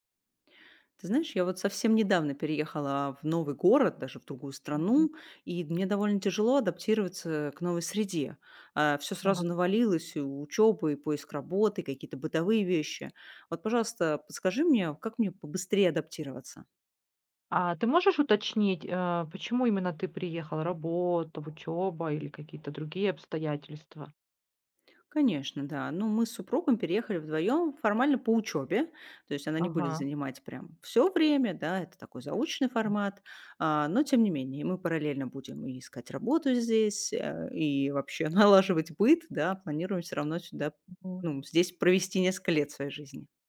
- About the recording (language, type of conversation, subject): Russian, advice, Как проходит ваш переезд в другой город и адаптация к новой среде?
- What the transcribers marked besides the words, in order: other background noise; tapping; laughing while speaking: "налаживать"